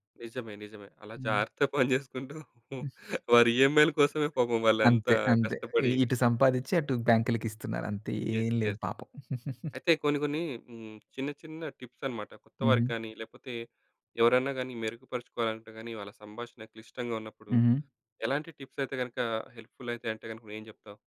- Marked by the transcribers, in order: chuckle; other noise; giggle; in English: "ఈయమ్‌ఐల"; in English: "యెస్. యెస్"; chuckle; tapping; in English: "హెల్ప్‌ఫుల్"
- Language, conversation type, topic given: Telugu, podcast, ఒక క్లిష్టమైన సంభాషణ ప్రారంభించేటప్పుడు మీరు మొదట ఏం చేస్తారు?